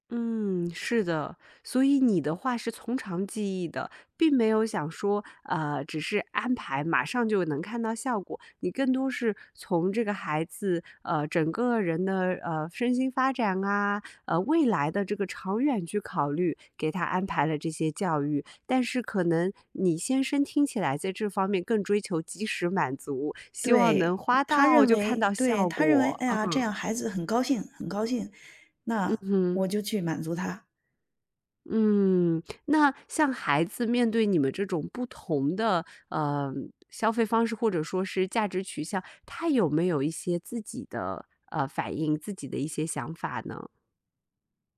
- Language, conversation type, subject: Chinese, advice, 你在为孩子或家人花钱时遇到过哪些矛盾？
- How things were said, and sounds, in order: other noise